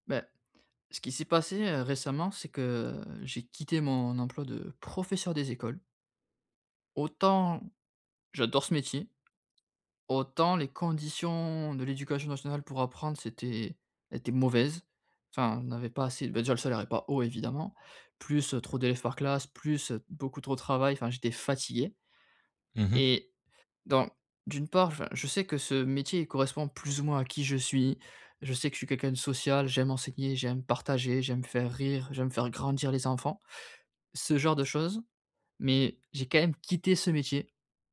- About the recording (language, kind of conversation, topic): French, advice, Comment puis-je clarifier mes valeurs personnelles pour choisir un travail qui a du sens ?
- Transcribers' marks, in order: stressed: "fatigué"